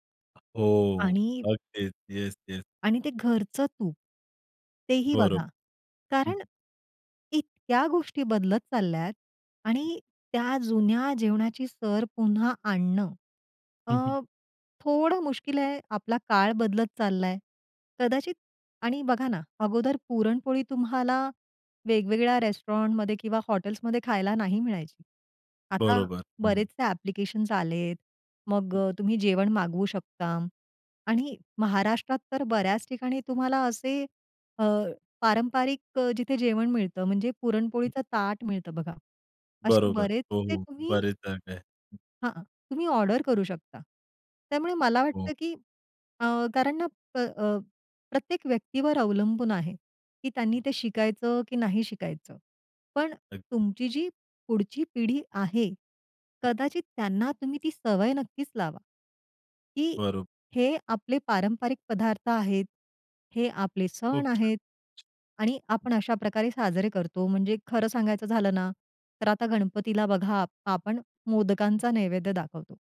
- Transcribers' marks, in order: tapping; in English: "रेस्टॉरंटमध्ये"; other background noise
- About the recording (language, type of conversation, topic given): Marathi, podcast, तुमच्या घरच्या खास पारंपरिक जेवणाबद्दल तुम्हाला काय आठवतं?